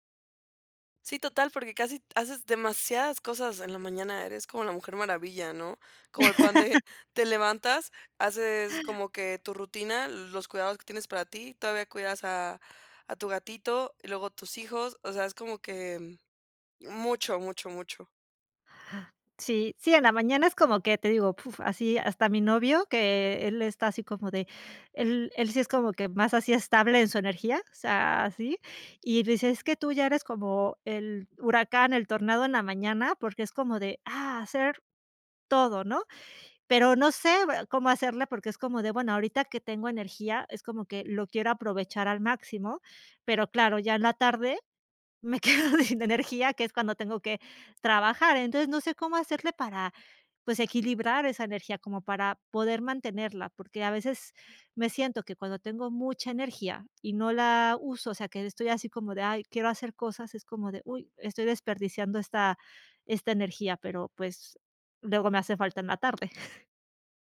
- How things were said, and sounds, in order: chuckle; tapping; laughing while speaking: "me quedo sin energía"; chuckle
- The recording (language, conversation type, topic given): Spanish, advice, ¿Cómo puedo mantener mi energía constante durante el día?